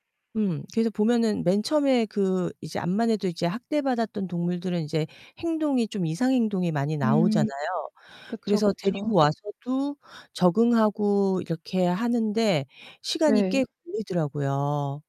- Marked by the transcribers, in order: distorted speech
- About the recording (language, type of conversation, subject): Korean, unstructured, 동물 학대 문제에 대해 어떻게 생각하세요?